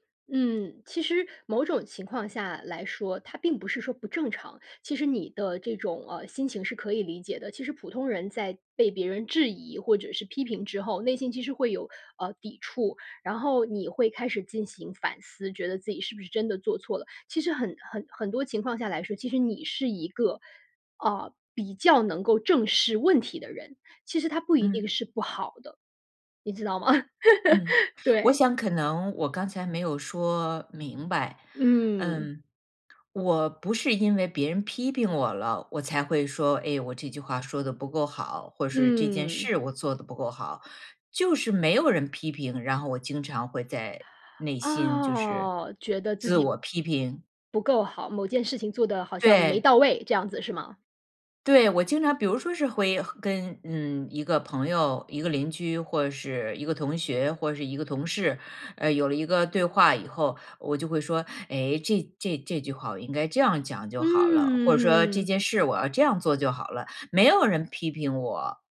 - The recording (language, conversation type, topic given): Chinese, advice, 我该如何描述自己持续自我贬低的内心对话？
- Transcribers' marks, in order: "知道" said as "资道"; laugh; laughing while speaking: "对"; other noise; drawn out: "啊"; "会" said as "挥"; drawn out: "嗯"